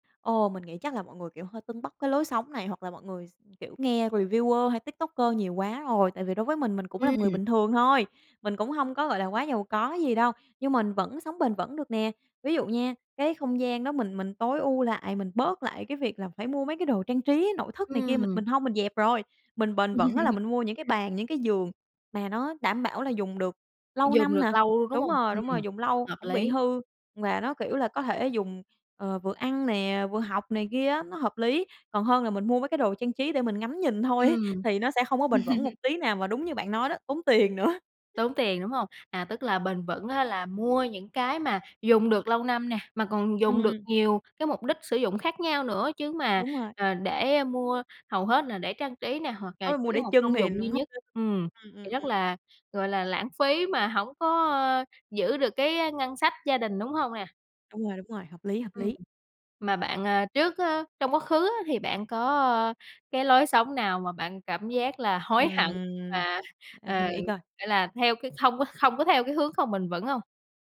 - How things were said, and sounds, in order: in English: "reviewer"; tapping; laugh; laughing while speaking: "ấy"; laugh; laughing while speaking: "nữa"; other background noise; unintelligible speech; laughing while speaking: "và"
- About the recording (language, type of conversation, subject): Vietnamese, podcast, Bạn có lời khuyên nào để sống bền vững hơn mỗi ngày không?